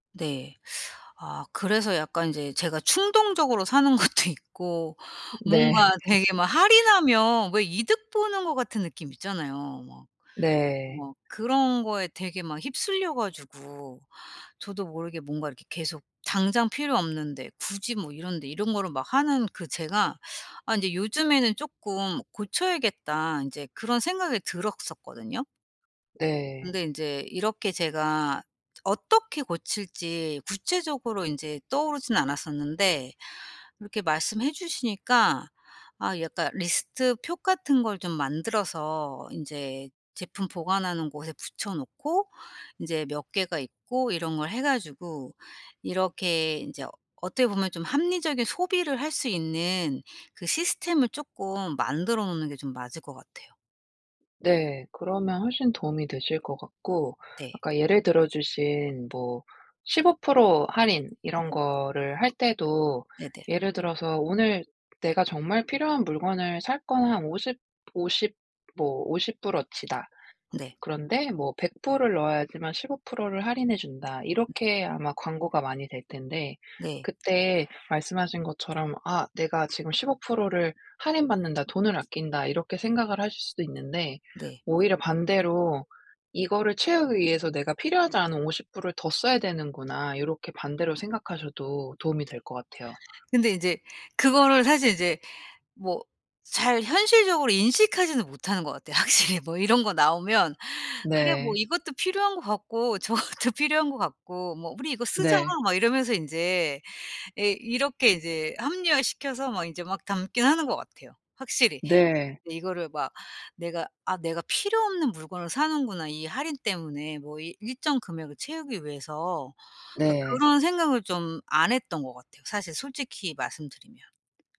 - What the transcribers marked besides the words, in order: teeth sucking; laughing while speaking: "것도"; laugh; other background noise; tapping; teeth sucking; laughing while speaking: "저것도"
- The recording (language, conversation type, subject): Korean, advice, 세일 때문에 필요 없는 물건까지 사게 되는 습관을 어떻게 고칠 수 있을까요?